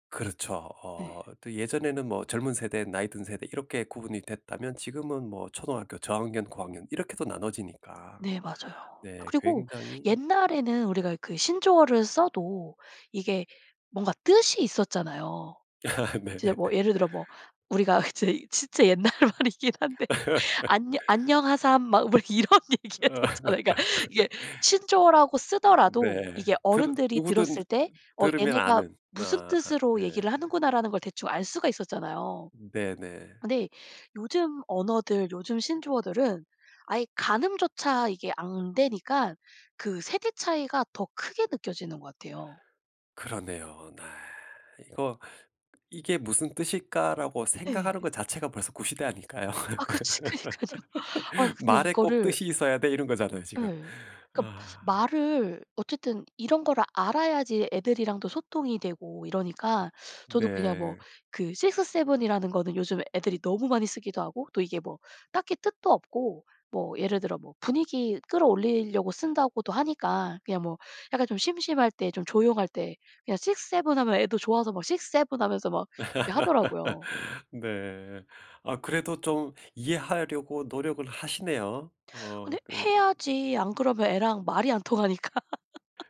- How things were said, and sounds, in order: laugh; laughing while speaking: "네"; laughing while speaking: "이제 진짜 옛날 말이긴 한데"; laugh; laughing while speaking: "이런 얘기했었잖아요. 그니까 이게"; laugh; "안" said as "앙"; laugh; inhale; in English: "six seven"; other background noise; in English: "six seven"; in English: "six seven"; laugh; laughing while speaking: "통하니까"; laugh
- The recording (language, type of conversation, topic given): Korean, podcast, 언어 사용에서 세대 차이를 느낀 적이 있나요?